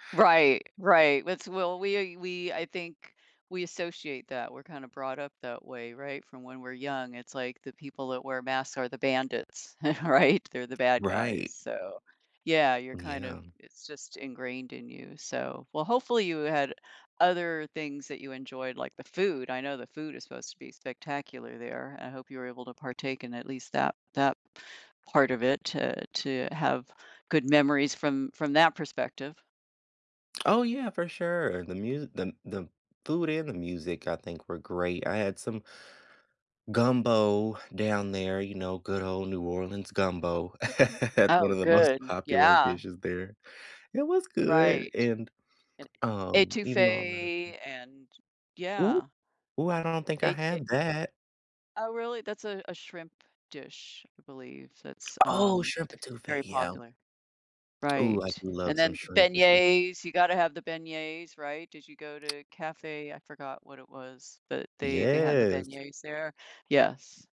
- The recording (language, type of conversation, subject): English, unstructured, What is your favorite travel memory with family or friends?
- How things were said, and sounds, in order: chuckle; laughing while speaking: "right?"; tapping; chuckle; other background noise; tongue click; drawn out: "Yes"